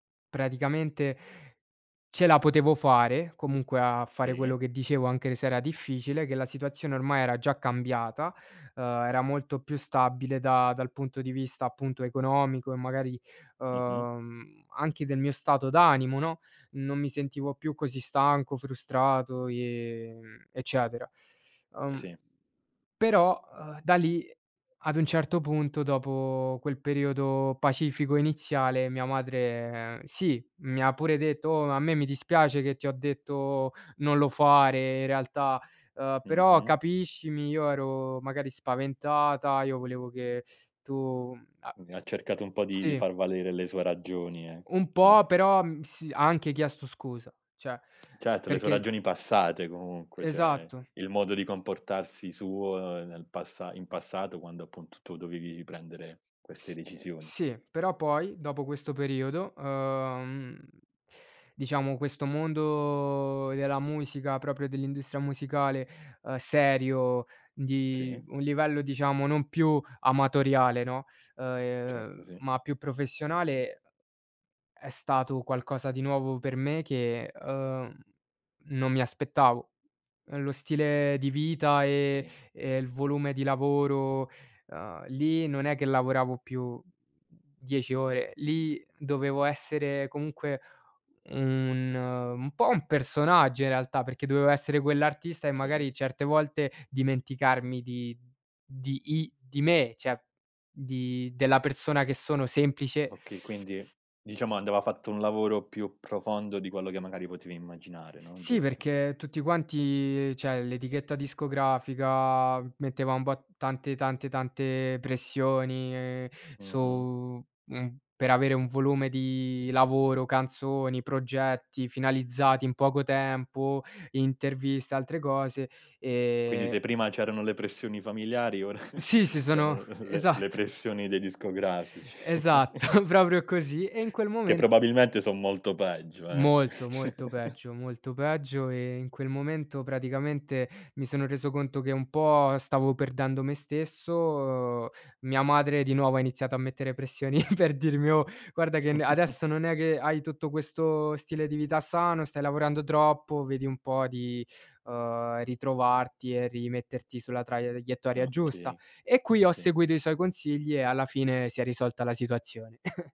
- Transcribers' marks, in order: tapping; "cioè" said as "ceh"; "cioè" said as "ceh"; other background noise; "cioè" said as "ceh"; "cioè" said as "ceh"; chuckle; laughing while speaking: "c'erano"; laughing while speaking: "Esatto"; chuckle; chuckle; chuckle; chuckle
- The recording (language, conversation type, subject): Italian, podcast, Come affronti le pressioni familiari nelle decisioni personali?